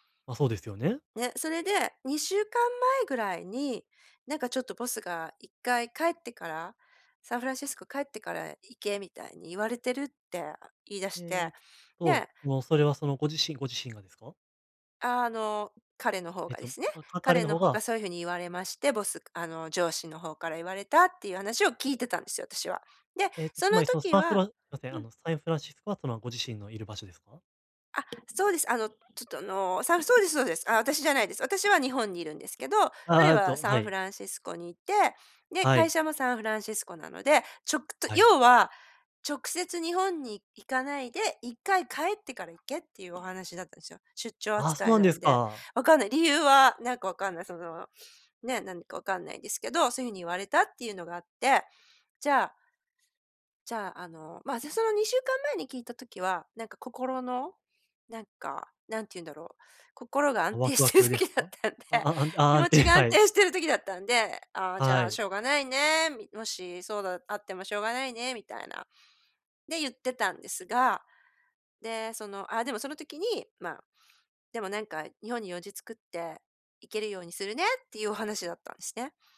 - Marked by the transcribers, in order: "サンフランシスコ" said as "さいふらんしすこ"; tapping; laughing while speaking: "心が安定してる時だった … る時だったんで"
- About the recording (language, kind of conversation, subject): Japanese, advice, 批判されたとき、感情的にならずにどう対応すればよいですか？